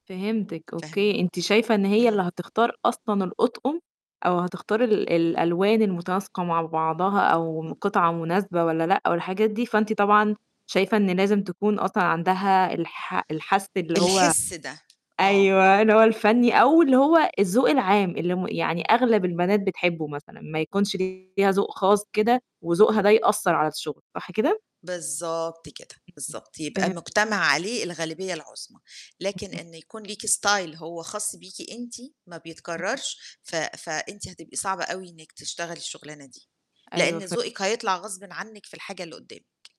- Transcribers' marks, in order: static; tapping; distorted speech; other noise; unintelligible speech; in English: "style"
- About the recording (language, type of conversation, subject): Arabic, podcast, إنت بتفضّل تشتغل على فكرة جديدة لوحدك ولا مع ناس تانية؟